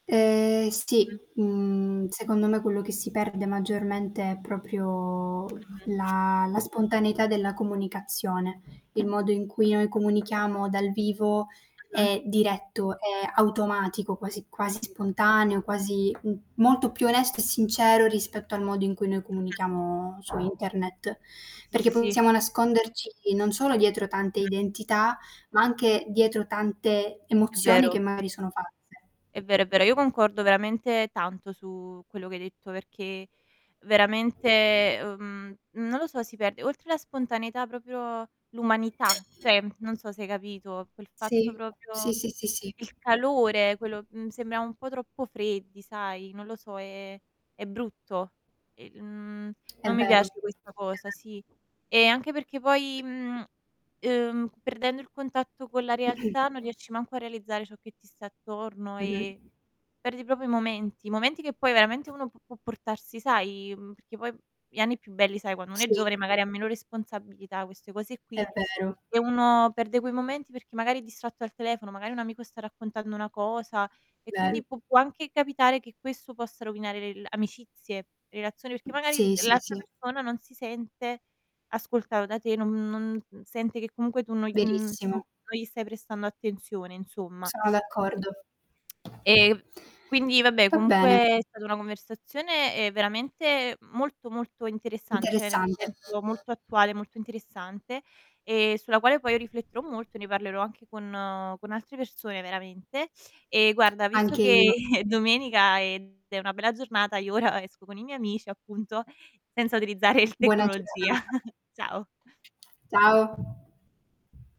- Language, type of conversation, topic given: Italian, unstructured, Come pensi che la tecnologia stia cambiando il modo in cui comunichiamo?
- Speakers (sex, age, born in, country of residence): female, 20-24, Italy, Italy; female, 25-29, Italy, Italy
- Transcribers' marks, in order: static; other background noise; tapping; distorted speech; "Cioè" said as "ceh"; "proprio" said as "propio"; mechanical hum; unintelligible speech; "proprio" said as "propio"; lip smack; "cioè" said as "ceh"; laughing while speaking: "è domenica"; laughing while speaking: "ora"; laughing while speaking: "utilizzare il"; chuckle